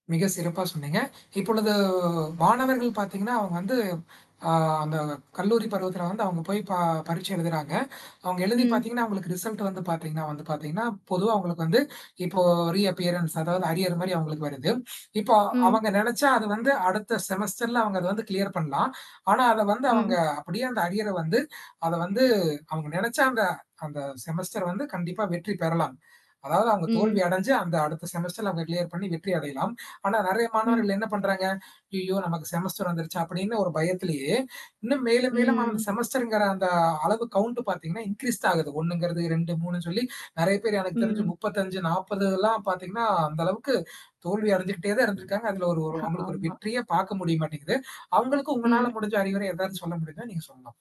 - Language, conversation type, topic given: Tamil, podcast, கல்வியில் ஒரு தோல்வியை நீங்கள் எப்படித் தாண்டி வெற்றி பெற்றீர்கள் என்பதைப் பற்றிய கதையைப் பகிர முடியுமா?
- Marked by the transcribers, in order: static; tapping; in English: "ரிசல்ட்"; in English: "ரீஅப்பியரன்ட்ஸ்"; in English: "அரியர்"; in English: "செமஸ்டர்ல"; in English: "கிளியர்"; in English: "அரியரை"; in English: "செமஸ்டர்"; in English: "செமஸ்டர்ல"; in English: "கிளியர்"; in English: "செமஸ்டர்"; in English: "செமஸ்டர்ங்கிற"; in English: "கவுண்ட்"; in English: "இன்க்ரீஸ்"; other noise